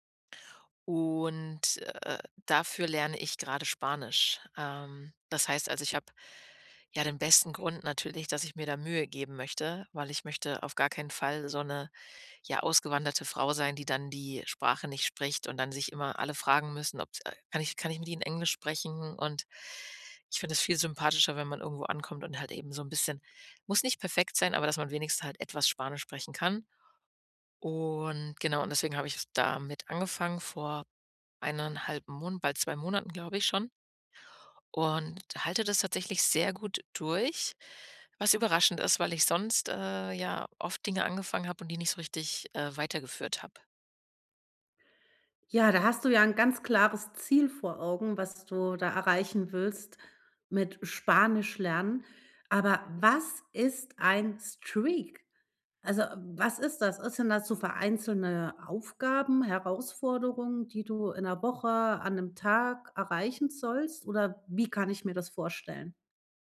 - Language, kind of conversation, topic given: German, podcast, Wie planst du Zeit fürs Lernen neben Arbeit und Alltag?
- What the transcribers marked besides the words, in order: in English: "Streak?"